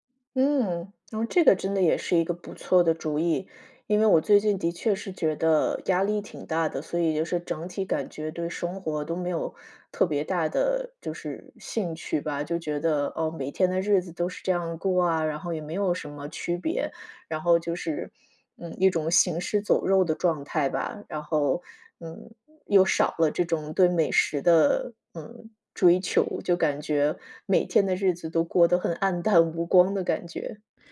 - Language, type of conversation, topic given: Chinese, advice, 你为什么会对曾经喜欢的爱好失去兴趣和动力？
- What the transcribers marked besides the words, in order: laughing while speaking: "黯淡无光"